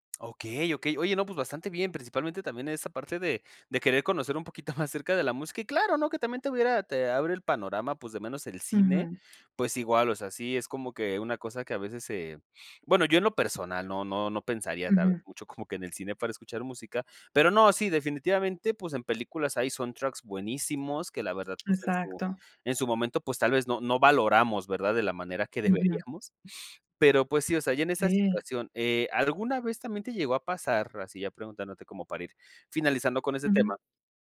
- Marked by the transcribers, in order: laughing while speaking: "más"
- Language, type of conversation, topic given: Spanish, podcast, ¿Qué te llevó a explorar géneros que antes rechazabas?